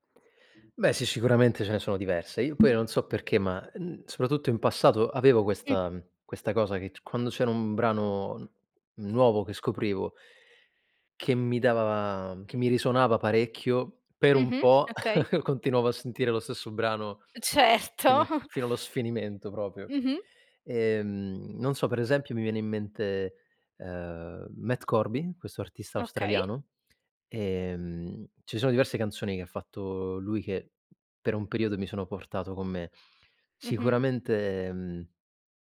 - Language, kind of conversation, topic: Italian, podcast, Ci sono canzoni che associ sempre a ricordi specifici?
- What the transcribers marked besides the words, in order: tapping; chuckle; laughing while speaking: "Certo"; "proprio" said as "propio"